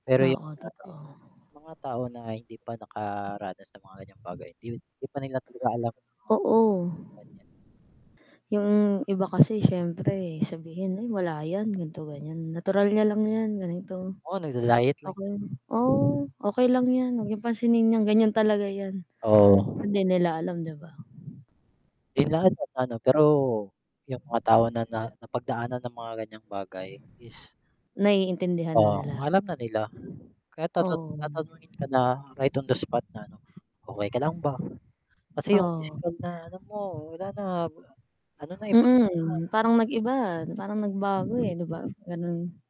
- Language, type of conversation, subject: Filipino, unstructured, Mas pipiliin mo bang maging masaya pero walang pera, o maging mayaman pero laging malungkot?
- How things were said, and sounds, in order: static; distorted speech; other background noise; tapping; wind; in English: "right on the spot"